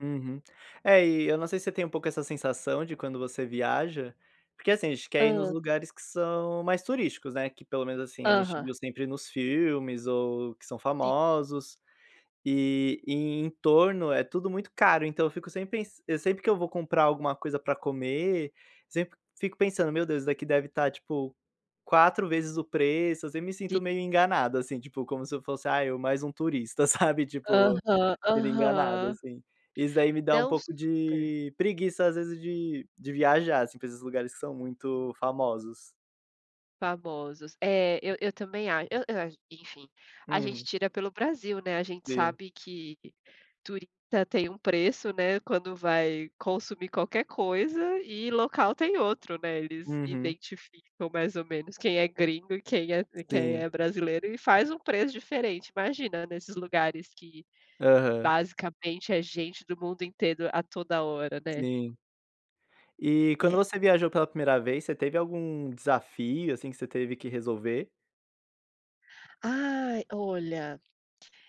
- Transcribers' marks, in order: other background noise; tapping
- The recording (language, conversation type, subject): Portuguese, unstructured, Qual dica você daria para quem vai viajar pela primeira vez?